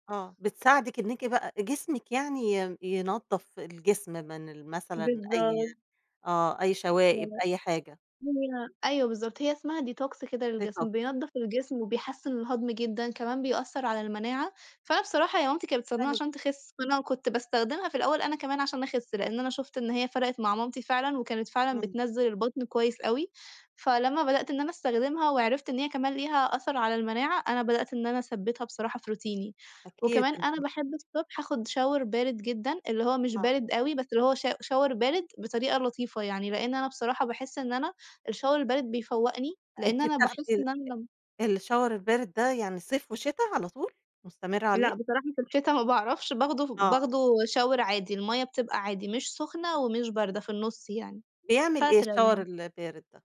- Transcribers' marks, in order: in English: "ديتوكس"; in English: "ديتوكس"; in English: "روتيني"; in English: "شاور"; in English: "شا شاور"; in English: "الشاور"; in English: "الشاور"; in English: "شاور"; in English: "الشاور"
- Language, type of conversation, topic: Arabic, podcast, إزاي بيكون روتينك الصحي الصبح؟